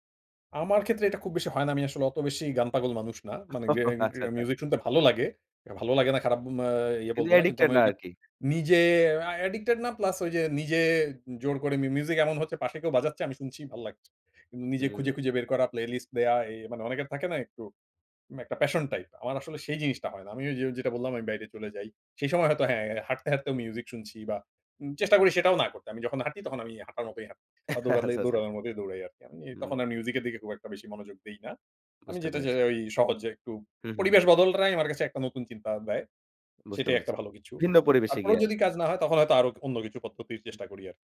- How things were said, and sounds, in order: laughing while speaking: "ও। আচ্ছা আচ্ছা"; other background noise; tapping; laughing while speaking: "আচ্ছা, আচ্ছা"
- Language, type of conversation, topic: Bengali, podcast, আপনি কীভাবে সৃজনশীলতার বাধা ভেঙে ফেলেন?